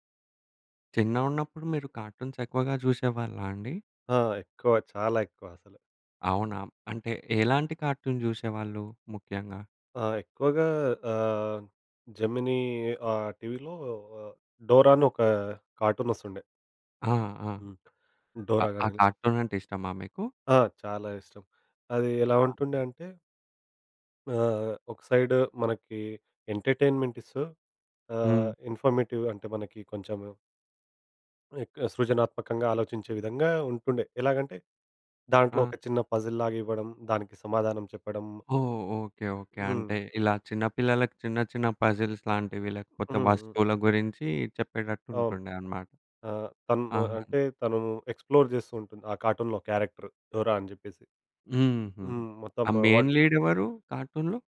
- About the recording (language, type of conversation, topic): Telugu, podcast, చిన్నప్పుడు మీరు చూసిన కార్టూన్లు మీ ఆలోచనలను ఎలా మార్చాయి?
- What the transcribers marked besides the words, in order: in English: "కార్టూన్‌స్"; in English: "కార్టూన్"; in English: "కార్టూన్"; in English: "సైడ్"; in English: "ఎంటర్‌టైన్‌మెంట్"; in English: "ఇన్‌ఫారమేటివ్"; in English: "పజిల్‌లాగా"; in English: "పజిల్స్"; in English: "ఎక్స్‌ప్లోర్"; in English: "కార్టూన్‌లో క్యారెక్టర్"; in English: "మెయిన్ లీడ్"; in English: "కార్టూన్‌లో?"